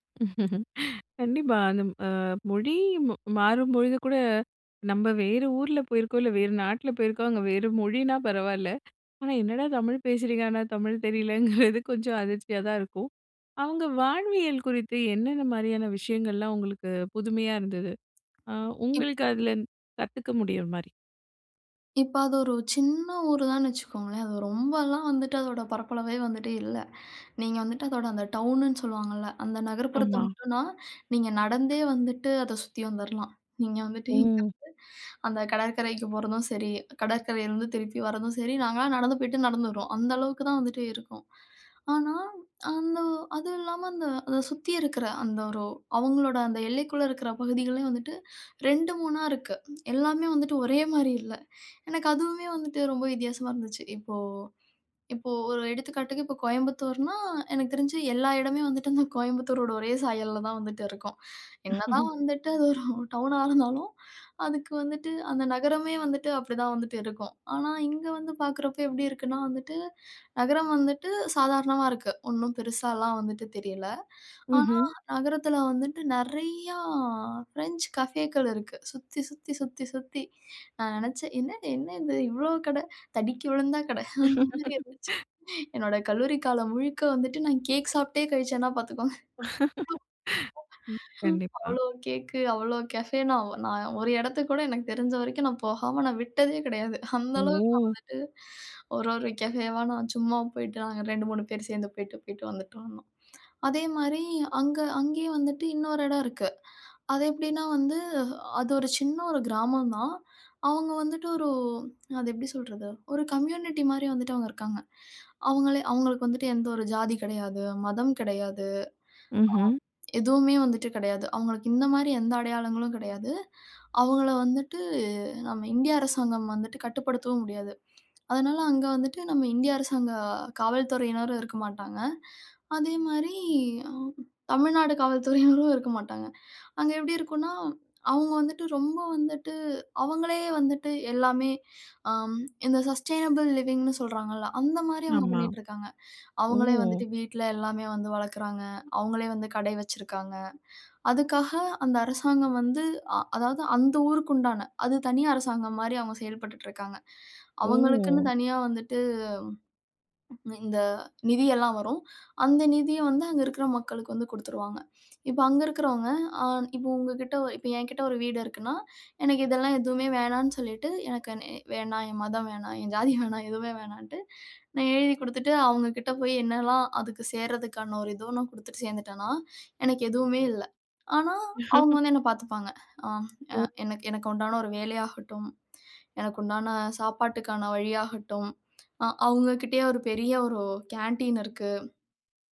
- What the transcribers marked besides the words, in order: laugh; laughing while speaking: "தெரியலைங்கிறது, கொஞ்சம் அதிர்ச்சியா தான் இருக்கும்"; other background noise; chuckle; laughing while speaking: "அது ஒரு டவுனா இருந்தாலும்"; laugh; laughing while speaking: "அந்த மாதிரி இருந்துச்சு"; laugh; unintelligible speech; laughing while speaking: "அந்த அளவுக்கு"; laughing while speaking: "காவல்துறையினரும்"; in English: "சஸ்டெய்னபிள் லிவிங்"; unintelligible speech; laughing while speaking: "என் ஜாதி வேணாம்"; chuckle
- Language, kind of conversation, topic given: Tamil, podcast, சுற்றுலா இடம் அல்லாமல், மக்கள் வாழ்வை உணர்த்திய ஒரு ஊரைப் பற்றி நீங்கள் கூற முடியுமா?